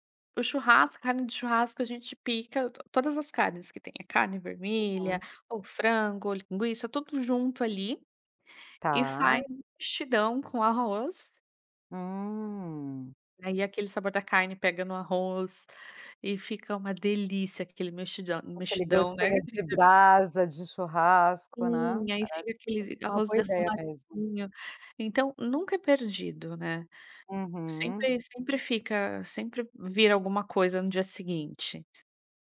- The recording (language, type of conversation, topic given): Portuguese, podcast, Como evitar o desperdício na cozinha do dia a dia?
- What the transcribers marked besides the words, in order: other background noise; unintelligible speech